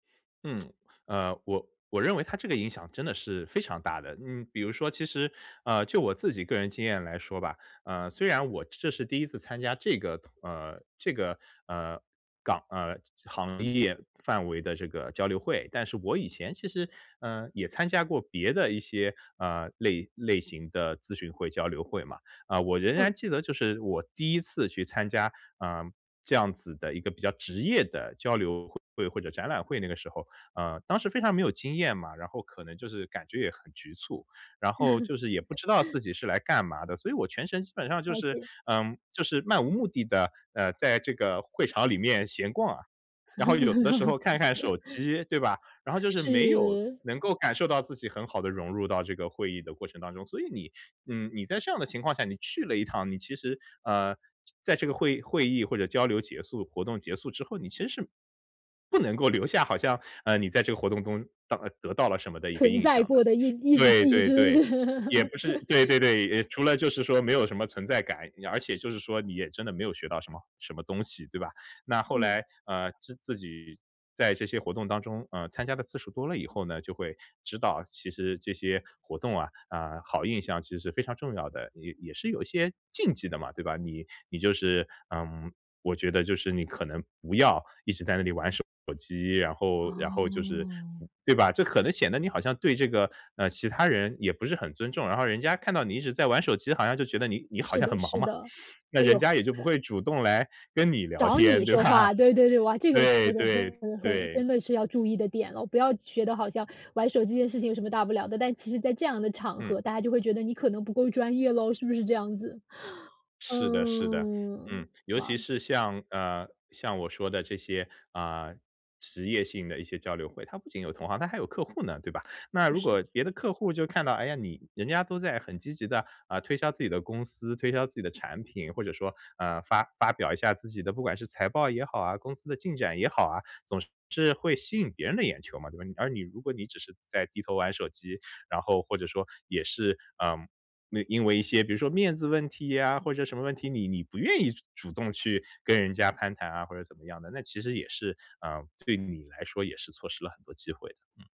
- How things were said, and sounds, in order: other background noise; laugh; other noise; laugh; laughing while speaking: "是不是？"; chuckle; laughing while speaking: "吧？"
- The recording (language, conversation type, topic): Chinese, podcast, 如何在活动中给人留下好印象？